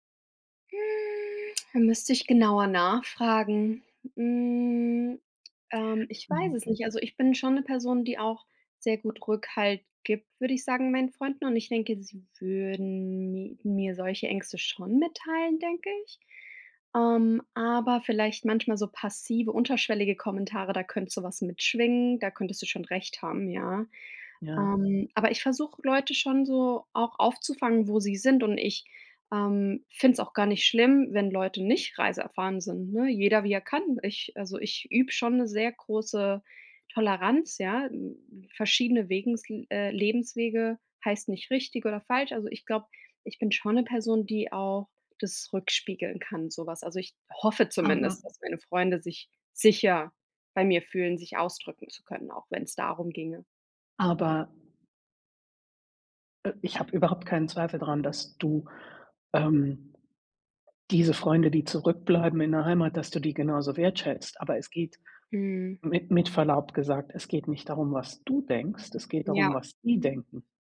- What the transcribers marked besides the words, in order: drawn out: "Hm"
- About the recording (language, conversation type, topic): German, advice, Wie kann ich mein soziales Netzwerk nach einem Umzug in eine neue Stadt langfristig pflegen?